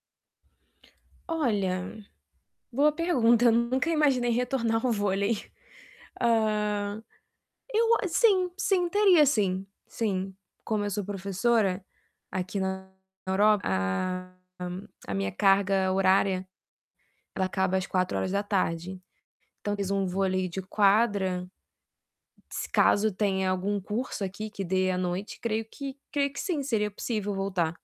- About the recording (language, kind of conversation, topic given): Portuguese, advice, Como posso superar um platô de desempenho nos treinos?
- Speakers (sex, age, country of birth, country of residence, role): female, 25-29, Brazil, France, user; male, 30-34, Brazil, Portugal, advisor
- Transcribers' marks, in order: static; other background noise; distorted speech; tongue click; tapping